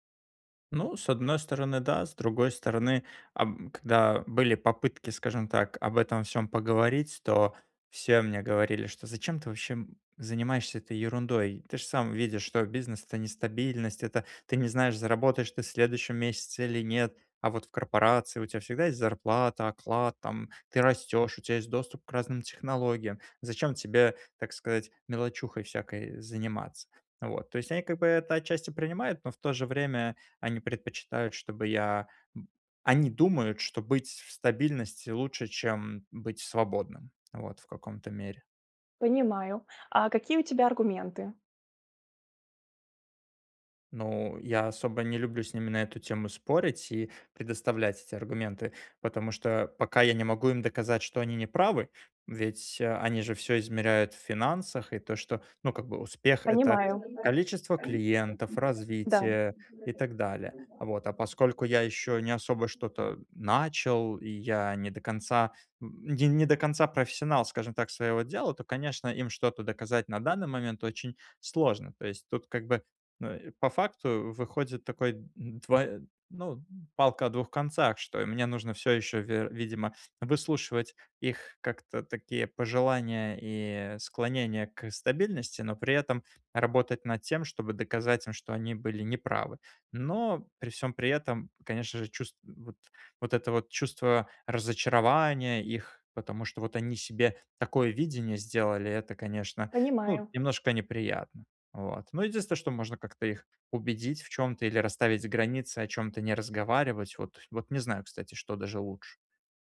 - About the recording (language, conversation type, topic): Russian, advice, Как перестать бояться разочаровать родителей и начать делать то, что хочу я?
- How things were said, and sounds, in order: tapping; background speech; other background noise